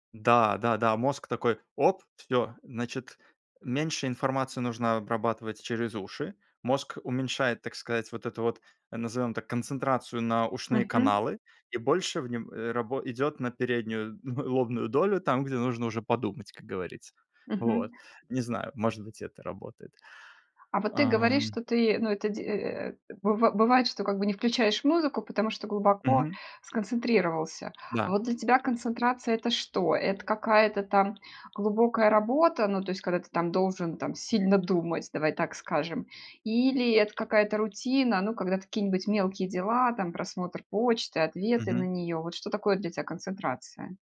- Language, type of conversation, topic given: Russian, podcast, Предпочитаешь тишину или музыку, чтобы лучше сосредоточиться?
- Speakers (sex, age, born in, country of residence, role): female, 45-49, Russia, Mexico, host; male, 30-34, Belarus, Poland, guest
- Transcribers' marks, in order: chuckle; tapping; other background noise